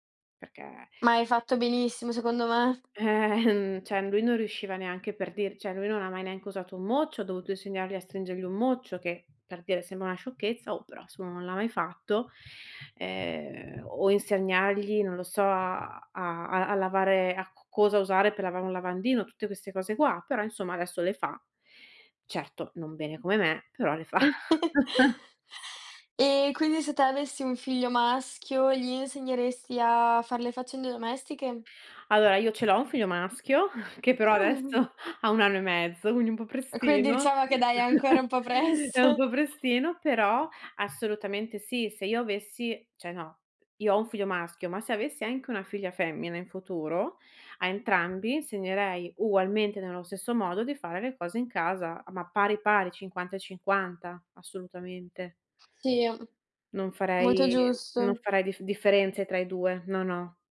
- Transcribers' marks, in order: tapping; laughing while speaking: "ehm"; giggle; chuckle; chuckle; surprised: "Ah"; chuckle; chuckle; laughing while speaking: "presto"; other background noise
- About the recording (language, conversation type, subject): Italian, podcast, Come vi organizzate per dividere le faccende domestiche in una convivenza?